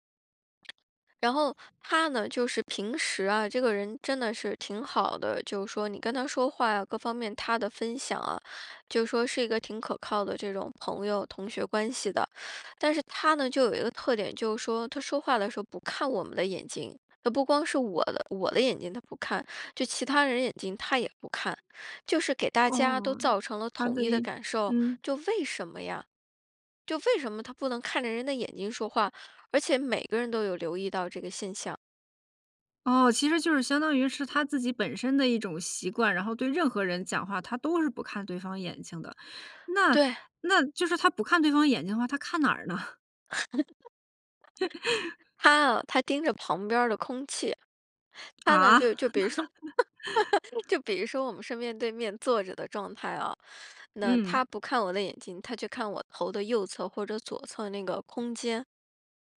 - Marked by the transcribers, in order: other background noise; chuckle; laugh; laugh; tongue click; laughing while speaking: "就比如说"; laugh
- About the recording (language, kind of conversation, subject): Chinese, podcast, 当别人和你说话时不看你的眼睛，你会怎么解读？